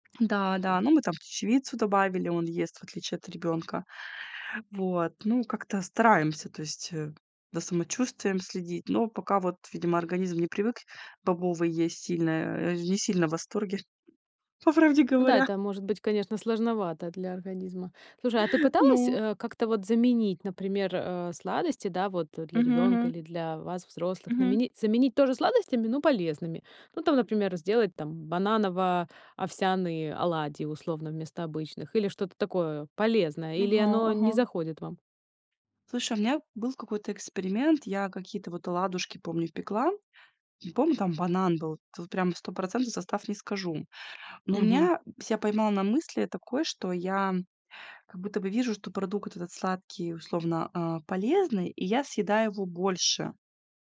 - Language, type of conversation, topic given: Russian, podcast, Как ты стараешься правильно питаться в будни?
- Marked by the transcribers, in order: tapping; laughing while speaking: "по правде говоря"